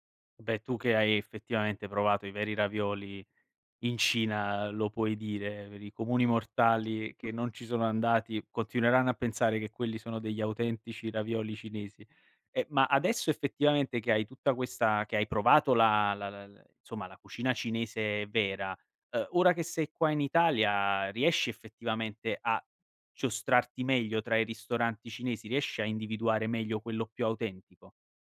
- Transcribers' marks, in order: none
- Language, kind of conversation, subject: Italian, podcast, Raccontami di una volta in cui il cibo ha unito persone diverse?
- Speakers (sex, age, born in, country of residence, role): female, 25-29, Italy, Italy, guest; male, 25-29, Italy, Italy, host